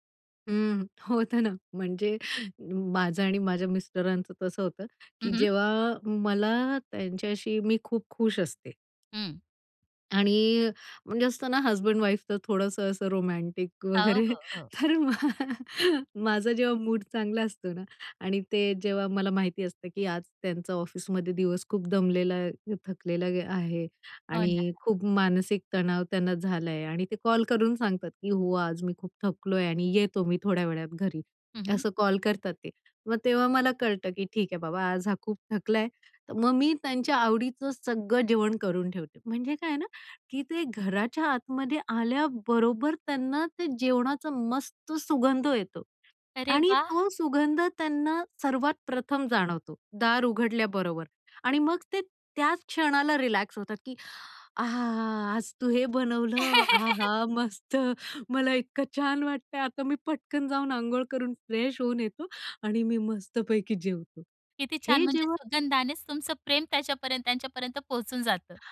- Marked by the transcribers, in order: laughing while speaking: "होतं ना म्हणजे माझं आणि माझ्या मिस्टरांचं तसं होतं की"; tapping; laughing while speaking: "वगैरे, तर मग माझं जेव्हा … माहिती असतं की"; other background noise; joyful: "आहा! आज तू हे बनवलं … मी मस्तपैकी जेवतो"; chuckle; in English: "फ्रेश"
- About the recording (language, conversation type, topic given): Marathi, podcast, खाण्यातून प्रेम आणि काळजी कशी व्यक्त कराल?